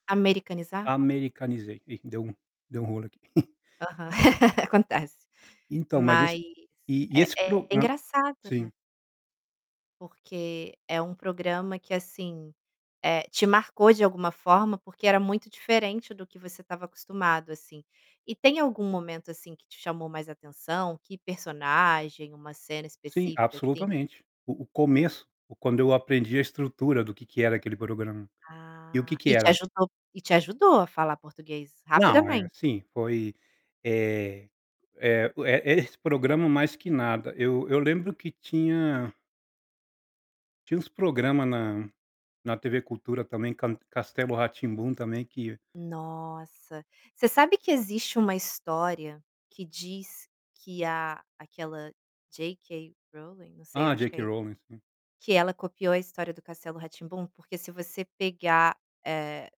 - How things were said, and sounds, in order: chuckle; laugh; distorted speech; tapping; other background noise
- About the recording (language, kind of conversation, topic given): Portuguese, podcast, Qual história te marcou na infância?